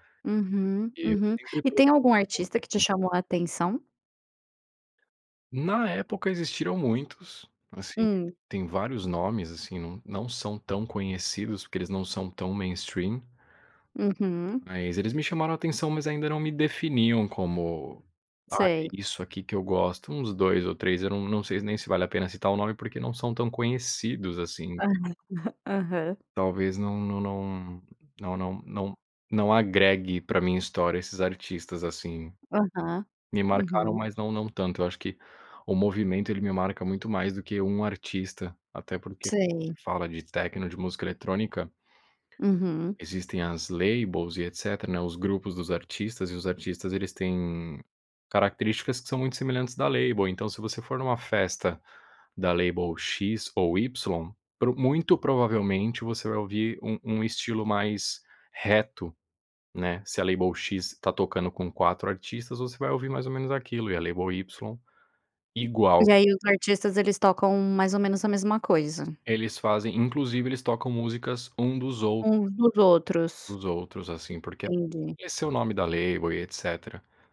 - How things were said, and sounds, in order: unintelligible speech; tapping; in English: "mainstream"; chuckle; in English: "labels"; in English: "label"; in English: "label"; in English: "label"; in English: "label"; in English: "label"
- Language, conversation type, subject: Portuguese, podcast, Como a música influenciou quem você é?